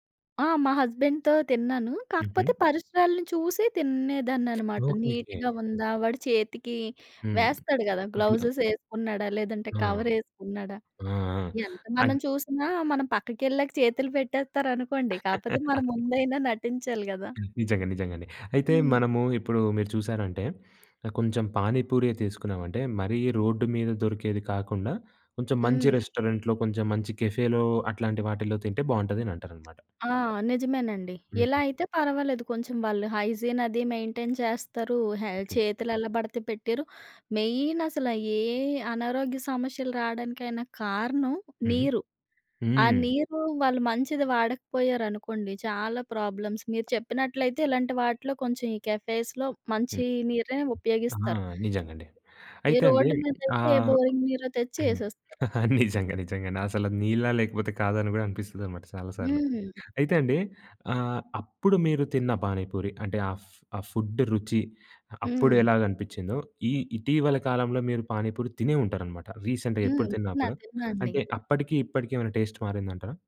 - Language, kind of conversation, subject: Telugu, podcast, వీధి ఆహారం తిన్న మీ మొదటి అనుభవం ఏది?
- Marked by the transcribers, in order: in English: "హస్బెండ్‌తో"; other background noise; in English: "నీట్‌గా"; in English: "గ్లౌజెస్"; laugh; tapping; horn; in English: "రెస్టారెంట్‌లో"; in English: "కేఫే‌లో"; in English: "మెయింటైన్"; in English: "ప్రాబ్లమ్స్"; in English: "కెఫేస్‌లో"; giggle; in English: "రీసెంట్‌గా"; in English: "టెస్ట్"